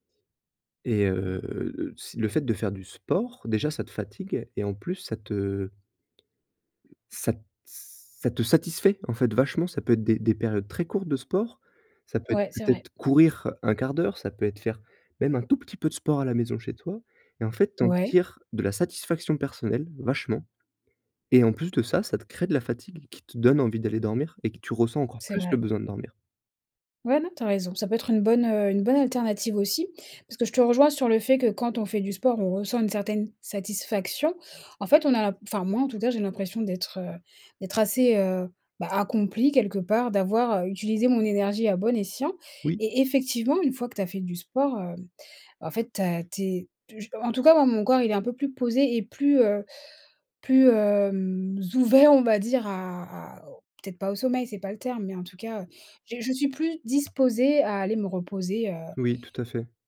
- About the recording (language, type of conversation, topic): French, advice, Pourquoi est-ce que je dors mal après avoir utilisé mon téléphone tard le soir ?
- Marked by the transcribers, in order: tapping; other background noise; stressed: "ça"; drawn out: "hem"